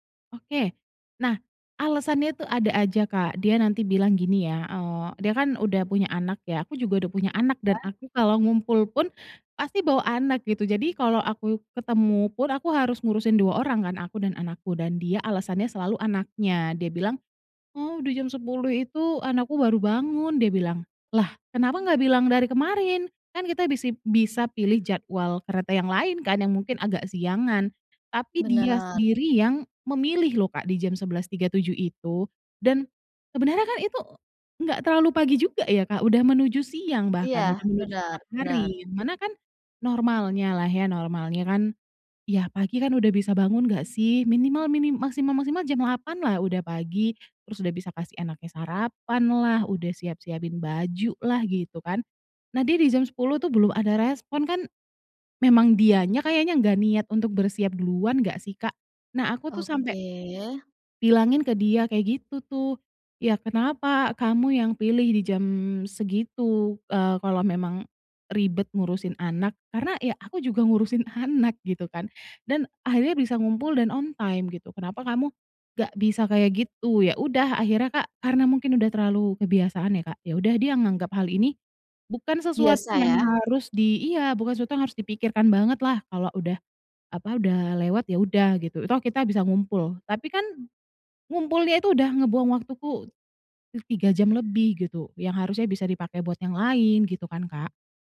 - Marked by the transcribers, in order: other background noise; in English: "on time"
- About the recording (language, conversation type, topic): Indonesian, advice, Bagaimana cara menyelesaikan konflik dengan teman yang sering terlambat atau tidak menepati janji?